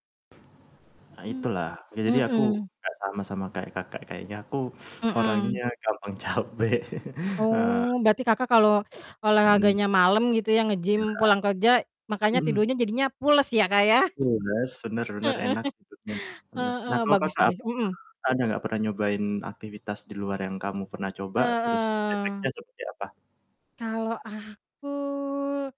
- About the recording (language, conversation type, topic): Indonesian, unstructured, Apa kebiasaan pagi yang paling membantu kamu memulai hari?
- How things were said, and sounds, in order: static; distorted speech; laughing while speaking: "capek"; chuckle; teeth sucking; tapping; chuckle; drawn out: "Heeh"